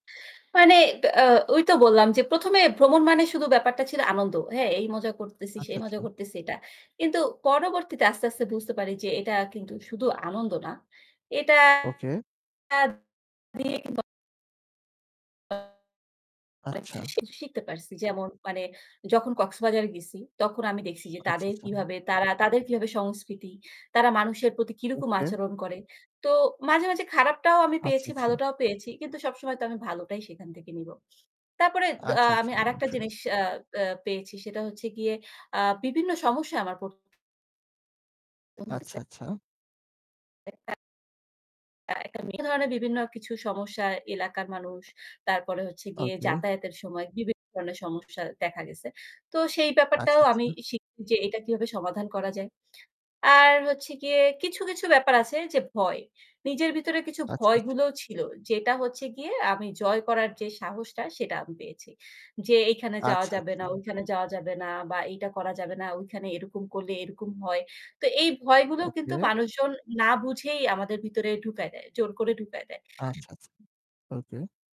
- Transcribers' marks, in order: static; distorted speech; other background noise; unintelligible speech
- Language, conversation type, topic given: Bengali, unstructured, কোন শখ আপনার জীবনে সবচেয়ে বেশি পরিবর্তন এনেছে?